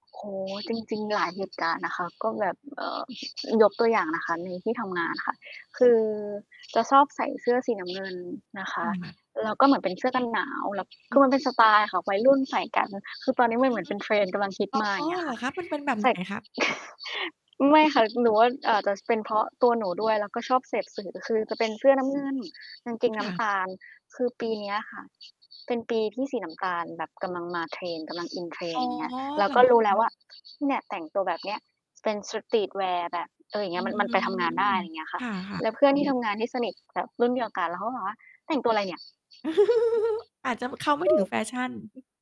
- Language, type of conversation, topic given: Thai, podcast, การแต่งตัวให้เป็นตัวเองสำหรับคุณหมายถึงอะไร?
- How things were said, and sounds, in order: distorted speech; static; chuckle; in English: "Streetwear"; other background noise; giggle; other noise